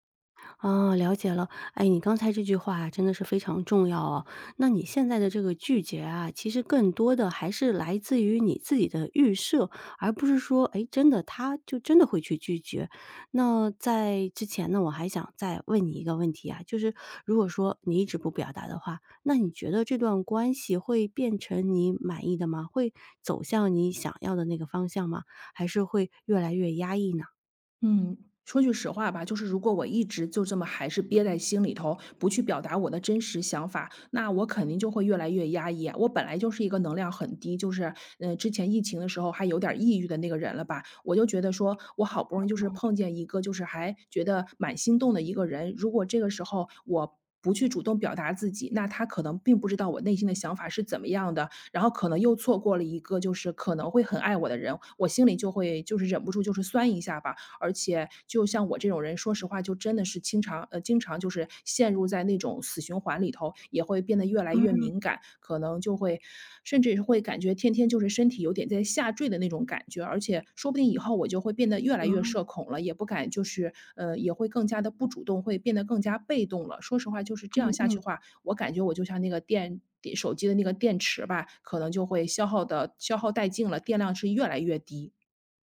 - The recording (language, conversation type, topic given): Chinese, advice, 我该如何表达我希望关系更亲密的需求，又不那么害怕被对方拒绝？
- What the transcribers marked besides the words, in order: "拒绝" said as "拒节"